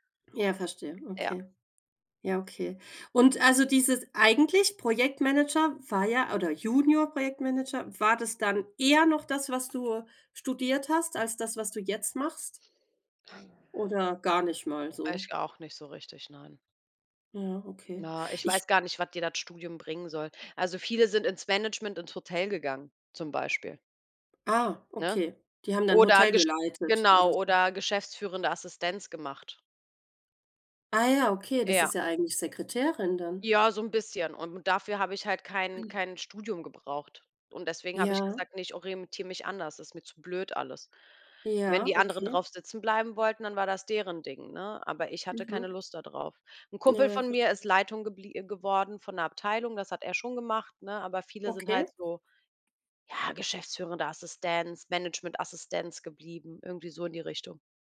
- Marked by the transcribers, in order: stressed: "eher"; other noise
- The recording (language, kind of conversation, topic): German, unstructured, Wie entscheidest du dich für eine berufliche Laufbahn?